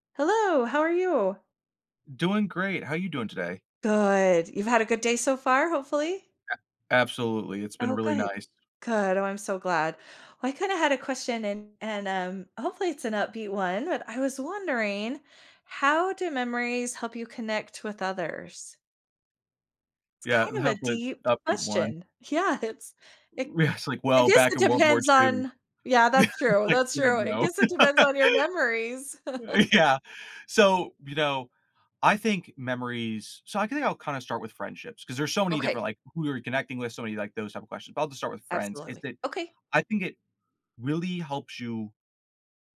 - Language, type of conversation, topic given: English, unstructured, In what ways do shared memories strengthen our relationships with others?
- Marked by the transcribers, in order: laughing while speaking: "it's"; other background noise; chuckle; laugh; laughing while speaking: "yeah"; chuckle